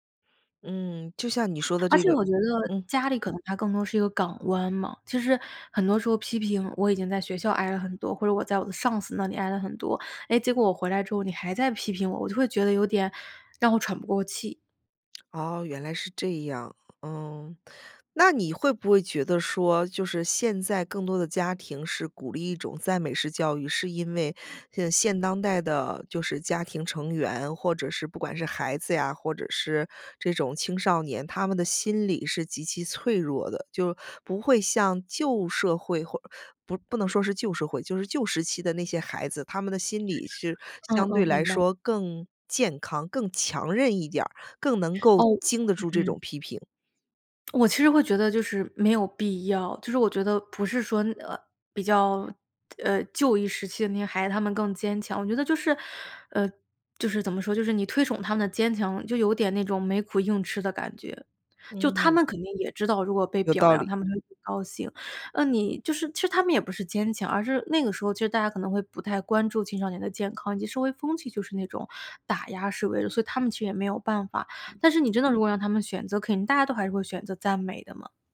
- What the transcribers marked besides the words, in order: other background noise; tapping
- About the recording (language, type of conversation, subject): Chinese, podcast, 你家里平时是赞美多还是批评多？